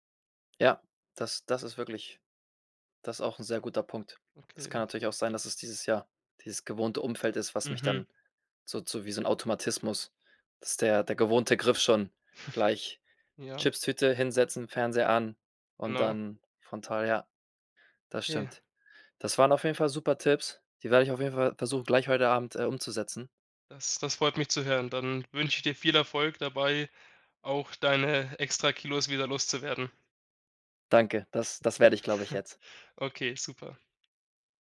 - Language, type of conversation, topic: German, advice, Wie kann ich verhindern, dass ich abends ständig zu viel nasche und die Kontrolle verliere?
- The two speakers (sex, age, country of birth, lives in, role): male, 20-24, Germany, Germany, advisor; male, 25-29, Germany, Spain, user
- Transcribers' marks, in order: other background noise; chuckle; tapping; chuckle